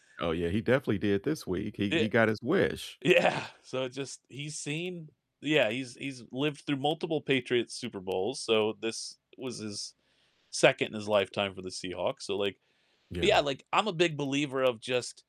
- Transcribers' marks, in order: distorted speech; laughing while speaking: "Yeah"; static
- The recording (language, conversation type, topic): English, unstructured, How do you show someone you care in a relationship?